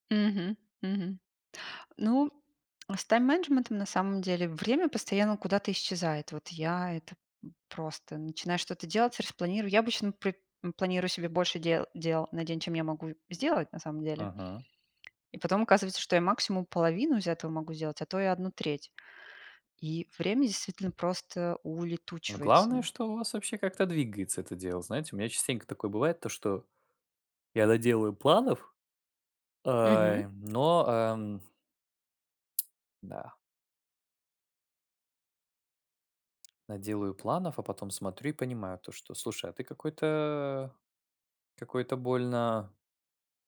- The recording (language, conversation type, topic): Russian, unstructured, Какие технологии помогают вам в организации времени?
- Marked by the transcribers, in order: tapping; yawn; lip smack; other background noise